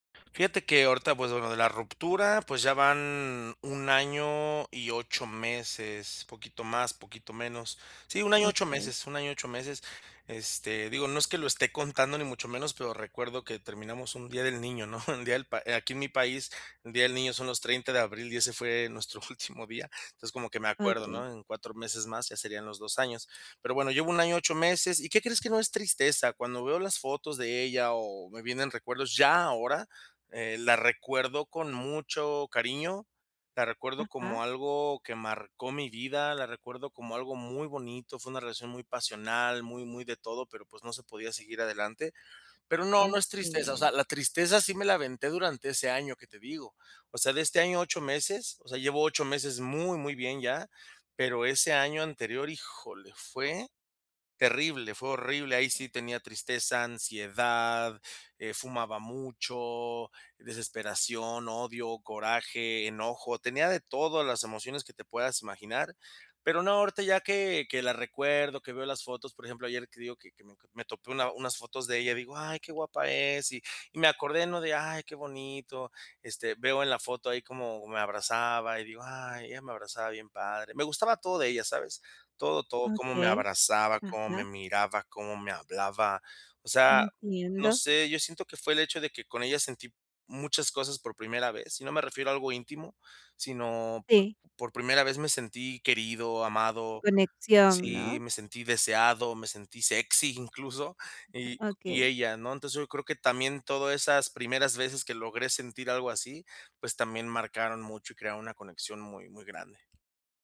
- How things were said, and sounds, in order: laughing while speaking: "¿no?"; laughing while speaking: "último"; laughing while speaking: "incluso"; tapping
- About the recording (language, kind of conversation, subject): Spanish, advice, ¿Cómo puedo aceptar mi nueva realidad emocional después de una ruptura?